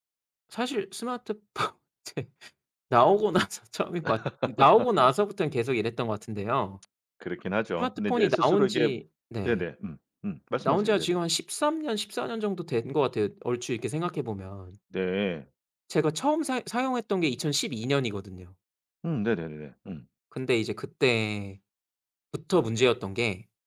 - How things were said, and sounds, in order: laughing while speaking: "스마트폰 제"; laughing while speaking: "나서"; laugh; tsk; other background noise
- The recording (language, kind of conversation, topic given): Korean, advice, SNS나 휴대폰을 자꾸 확인하느라 작업 흐름이 자주 끊기는 상황을 설명해 주실 수 있나요?